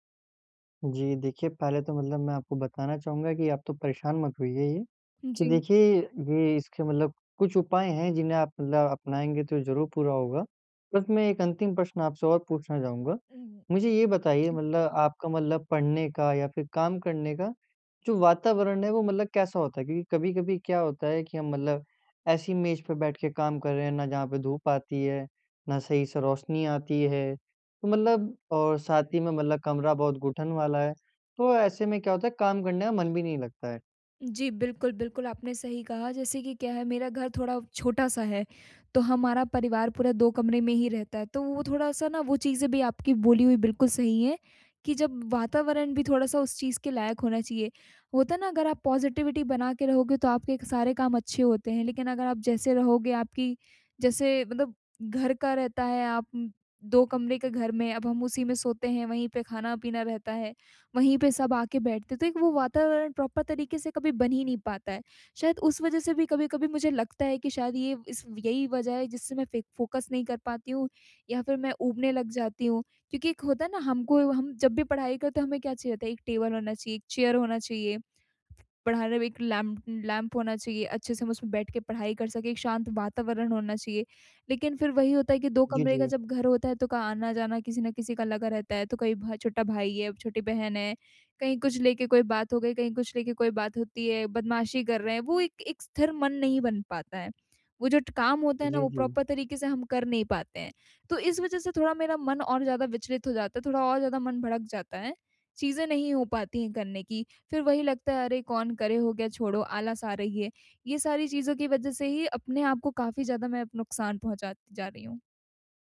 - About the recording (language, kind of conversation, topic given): Hindi, advice, क्या उबाऊपन को अपनाकर मैं अपना ध्यान और गहरी पढ़ाई की क्षमता बेहतर कर सकता/सकती हूँ?
- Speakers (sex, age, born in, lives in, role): female, 20-24, India, India, user; male, 18-19, India, India, advisor
- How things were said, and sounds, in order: in English: "पॉज़िटिविटी"; in English: "प्रॉपर"; in English: "फोकस"; in English: "टेबल"; in English: "चेयर"; in English: "लैं लैंप"; in English: "प्रॉपर"